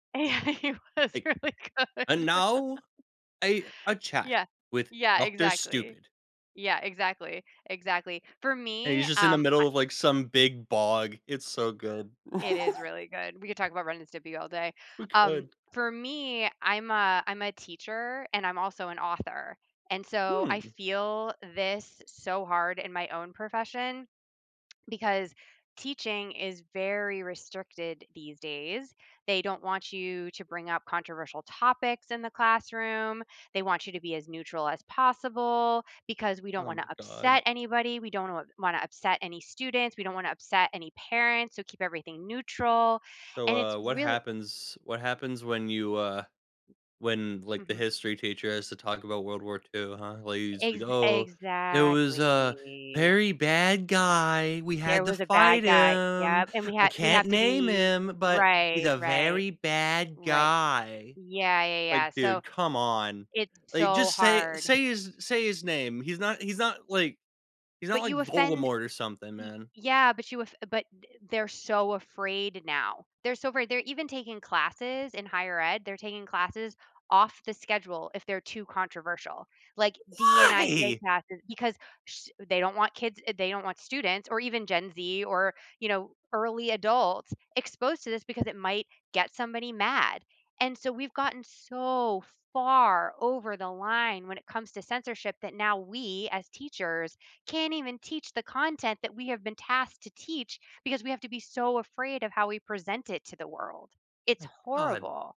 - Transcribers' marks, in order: laughing while speaking: "Yeah, it was really good"; put-on voice: "And now a a chat with Doctor Stupid"; laugh; laugh; other background noise; drawn out: "exactly"; put-on voice: "Oh, it was a very … very bad guy"; tapping; stressed: "Why?"
- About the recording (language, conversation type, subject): English, unstructured, What role should censorship play in shaping art and media?